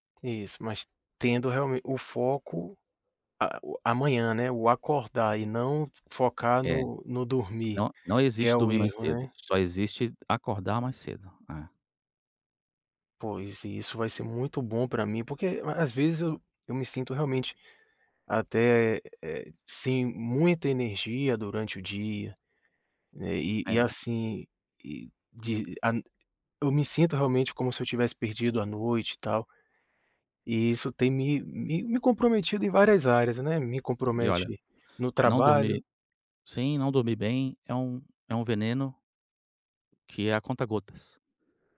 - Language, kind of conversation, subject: Portuguese, advice, Como posso manter um horário de sono regular?
- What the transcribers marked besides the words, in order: tapping